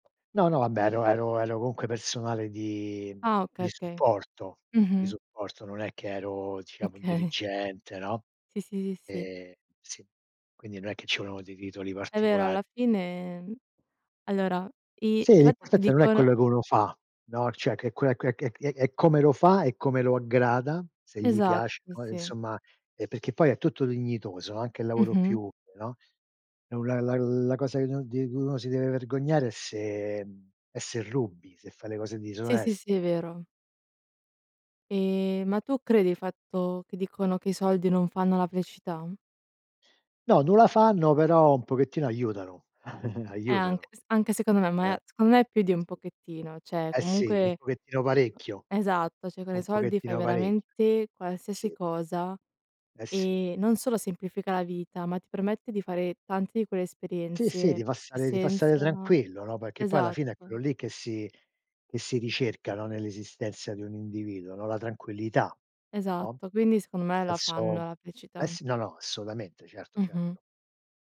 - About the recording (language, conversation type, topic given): Italian, unstructured, Come scegli tra risparmiare e goderti subito il denaro?
- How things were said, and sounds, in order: tapping; laughing while speaking: "Okay"; "cioè" said as "ceh"; "insomma" said as "nsomma"; drawn out: "Ehm"; "non" said as "nun"; chuckle; "cioè" said as "ceh"; other background noise; "cioè" said as "ceh"